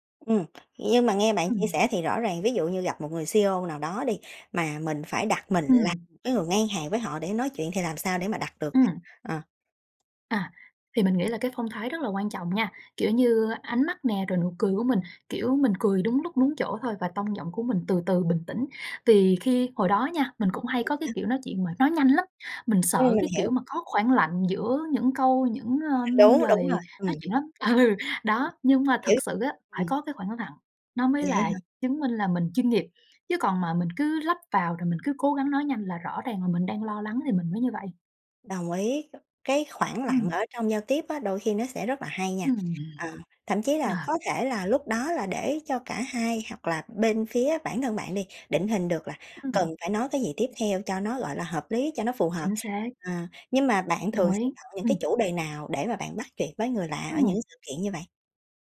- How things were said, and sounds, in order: in English: "C-E-O"; unintelligible speech; other background noise; tapping; unintelligible speech; laughing while speaking: "Ừ"
- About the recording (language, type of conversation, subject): Vietnamese, podcast, Bạn bắt chuyện với người lạ ở sự kiện kết nối như thế nào?